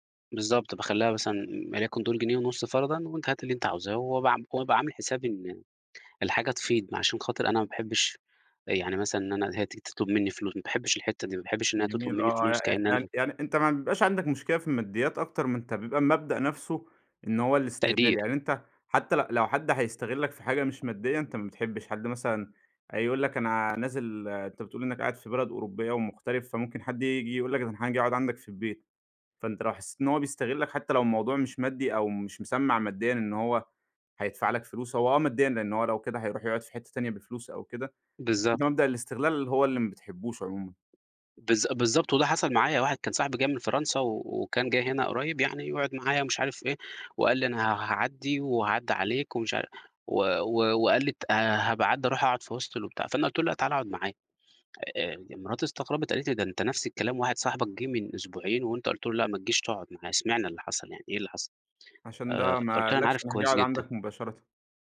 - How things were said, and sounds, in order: tapping; in English: "hostel"
- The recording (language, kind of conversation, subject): Arabic, podcast, إزاي تحط حدود مالية واضحة مع قرايبك من غير إحراج؟